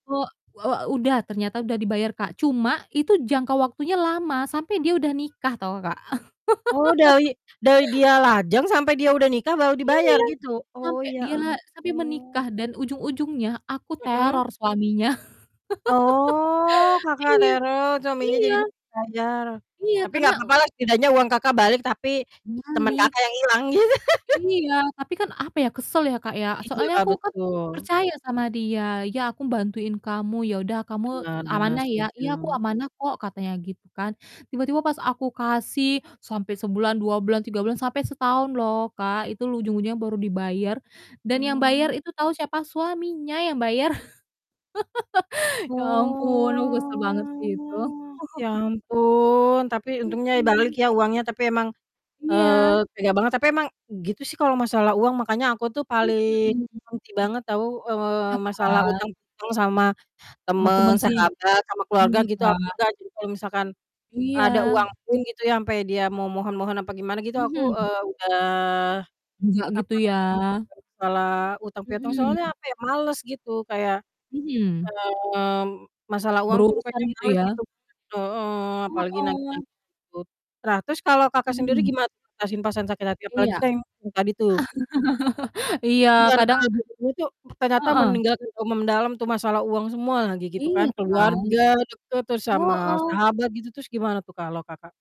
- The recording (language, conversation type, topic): Indonesian, unstructured, Apakah ada kenangan yang masih membuatmu merasa sakit hati sampai sekarang?
- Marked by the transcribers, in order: other background noise; laugh; static; drawn out: "Oh"; laugh; distorted speech; other noise; laughing while speaking: "gitu"; laugh; "ujung-ujungnya" said as "lujung-ujungnya"; drawn out: "Oh"; laugh; chuckle; mechanical hum; laugh